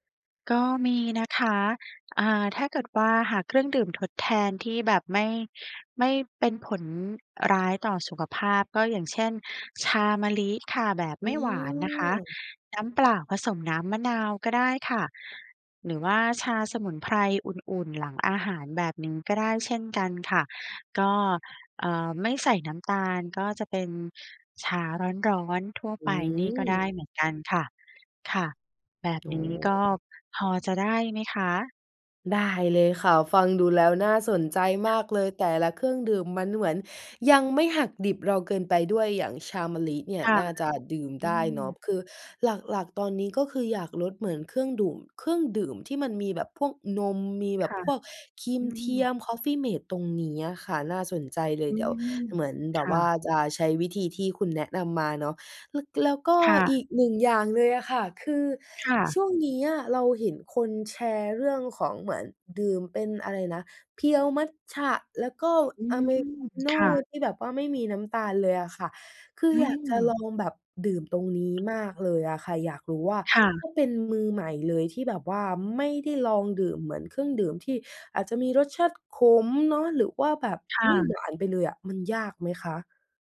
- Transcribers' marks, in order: other background noise; tapping
- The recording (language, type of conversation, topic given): Thai, advice, คุณดื่มเครื่องดื่มหวานหรือเครื่องดื่มแอลกอฮอล์บ่อยและอยากลด แต่ทำไมถึงลดได้ยาก?